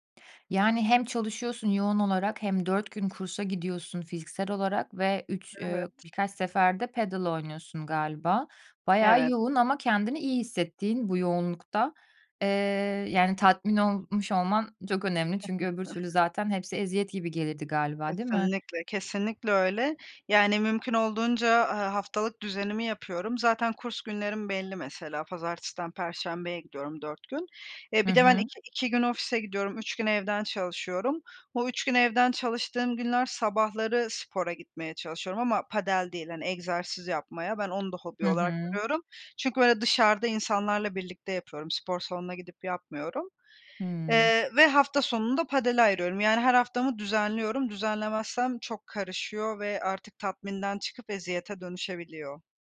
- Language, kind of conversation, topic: Turkish, podcast, Hobiler kişisel tatmini ne ölçüde etkiler?
- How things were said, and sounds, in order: other background noise; in Spanish: "padel"; unintelligible speech; in Spanish: "padel"; in Spanish: "padel"